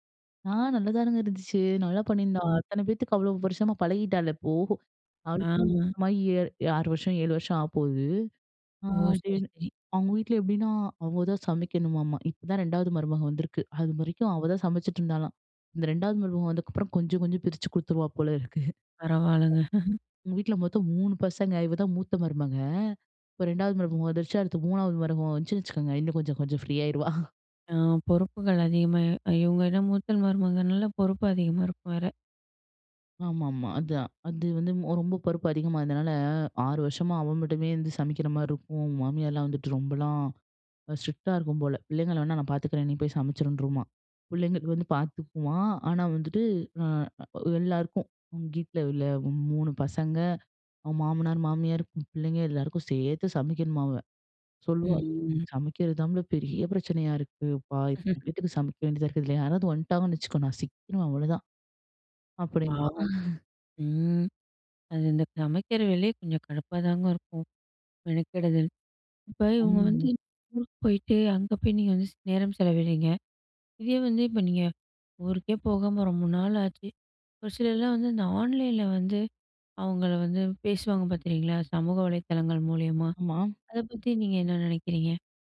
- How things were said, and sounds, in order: drawn out: "ஆமா"; "சரி- சரி" said as "செரி செரி"; laughing while speaking: "குடுத்துருவா போல இருக்கு"; laugh; drawn out: "மருமக"; chuckle; "பொறுப்பு" said as "பருப்பு"; in English: "ஸ்ட்ரிக்ட்டா"; drawn out: "ம்"; chuckle; other background noise; laugh; in English: "ஆன்லைன்ல"; "ஆமா" said as "ம்மா"
- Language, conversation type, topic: Tamil, podcast, தூரம் இருந்தாலும் நட்பு நீடிக்க என்ன வழிகள் உண்டு?